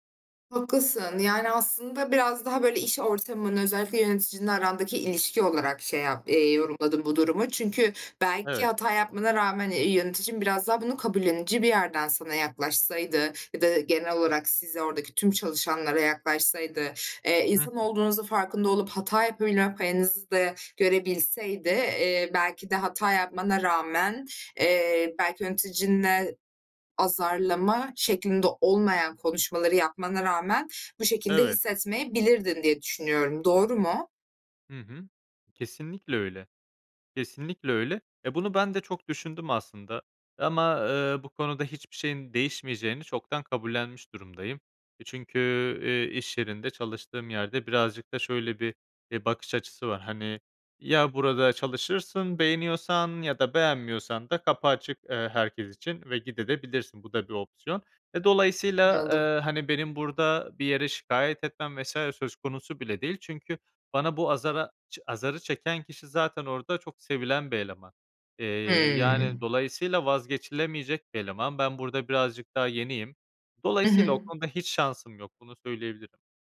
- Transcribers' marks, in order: other background noise; tapping; "gidebilirsin de" said as "gide de bilirsin"
- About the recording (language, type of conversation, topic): Turkish, advice, İş stresi uykumu etkiliyor ve konsantre olamıyorum; ne yapabilirim?
- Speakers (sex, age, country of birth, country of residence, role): female, 25-29, Turkey, Germany, advisor; male, 25-29, Turkey, Spain, user